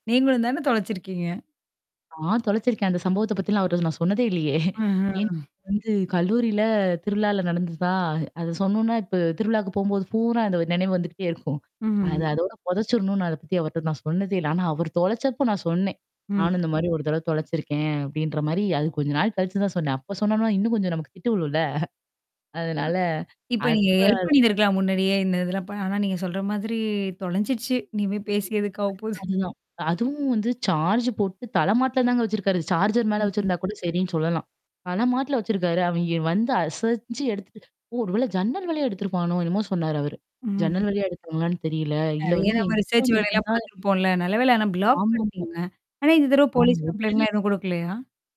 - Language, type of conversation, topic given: Tamil, podcast, கைபேசி இல்லாமல் வழிதவறி விட்டால் நீங்கள் என்ன செய்வீர்கள்?
- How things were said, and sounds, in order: static; other background noise; chuckle; distorted speech; chuckle; laughing while speaking: "இனிமே பேசி எதுக்கு ஆகபோது"; in English: "சார்ஜ்"; in English: "சார்ஜ்ர்"; tapping; in English: "ரிசர்ச்"; in English: "ப்ளாக்"; in English: "கம்ப்ளைண்ட்லாம்"